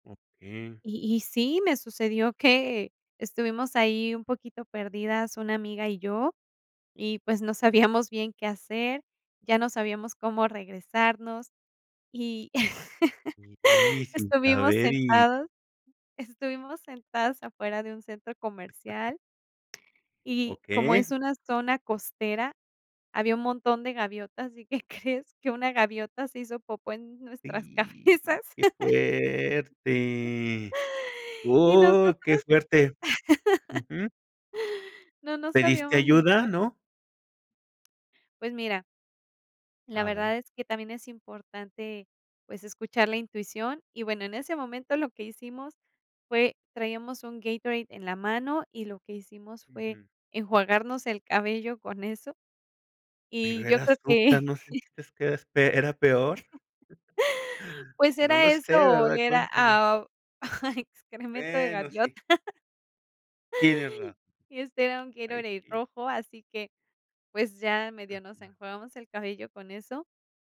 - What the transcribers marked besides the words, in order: chuckle; chuckle; laughing while speaking: "¿Y qué crees?"; drawn out: "¡Y, qué fuerte! ¡Oh"; laughing while speaking: "en nuestras cabezas"; laugh; chuckle; other noise; chuckle; laugh; chuckle; laughing while speaking: "excremento de gaviota"
- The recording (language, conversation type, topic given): Spanish, podcast, ¿Qué viaje te cambió la manera de ver la vida?